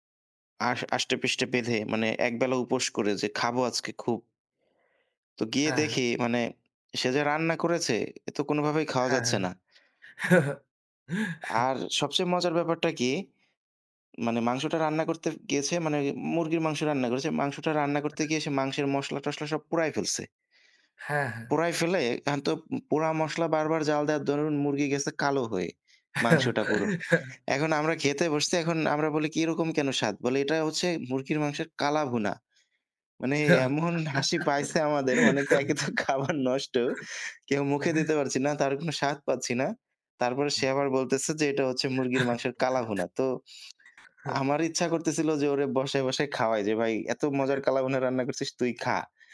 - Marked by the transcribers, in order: chuckle; other background noise; chuckle; laughing while speaking: "এমন হাসি পাইছে আমাদের। মানে তো একেতো খাবার নষ্ট"; giggle; chuckle; chuckle; other noise
- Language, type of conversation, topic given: Bengali, unstructured, খাবার নিয়ে আপনার সবচেয়ে মজার স্মৃতিটি কী?